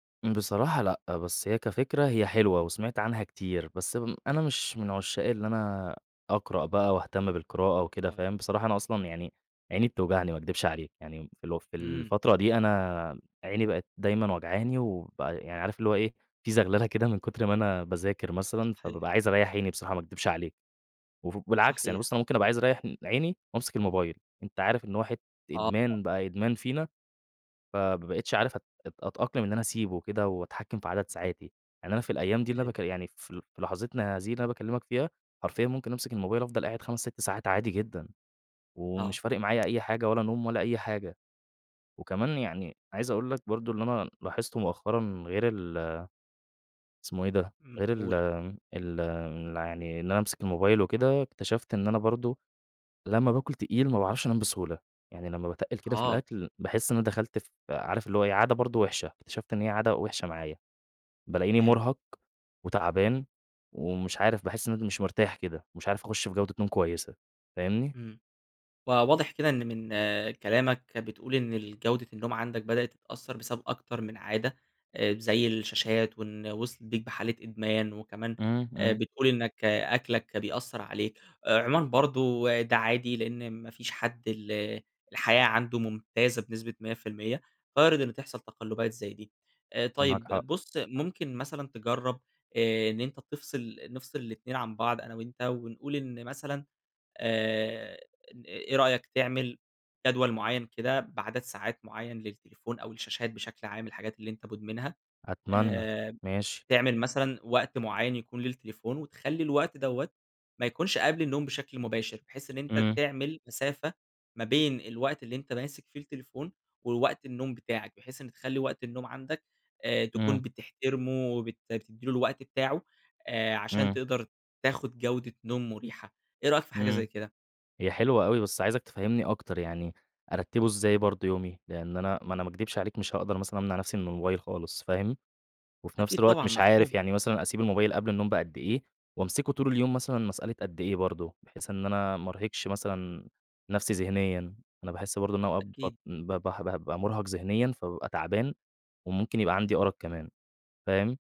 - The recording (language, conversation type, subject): Arabic, advice, إزاي أحسّن نومي لو الشاشات قبل النوم والعادات اللي بعملها بالليل مأثرين عليه؟
- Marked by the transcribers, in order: unintelligible speech; tapping; unintelligible speech